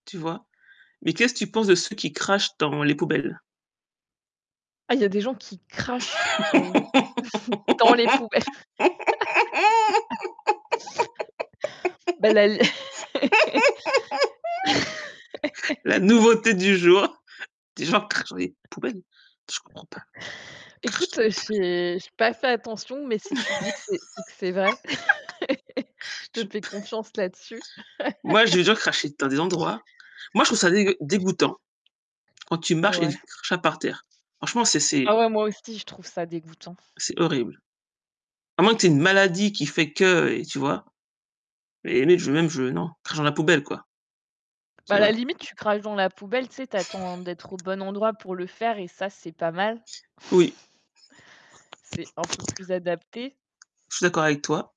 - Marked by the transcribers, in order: distorted speech; laugh; stressed: "crachent"; chuckle; put-on voice: "Des gens crachent dans les … dans les poubelles ?"; chuckle; laugh; chuckle; laugh; laughing while speaking: "Je p"; unintelligible speech; laugh; tapping; laugh; other background noise; chuckle; chuckle
- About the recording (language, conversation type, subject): French, unstructured, Que penses-tu du comportement des personnes qui crachent par terre ?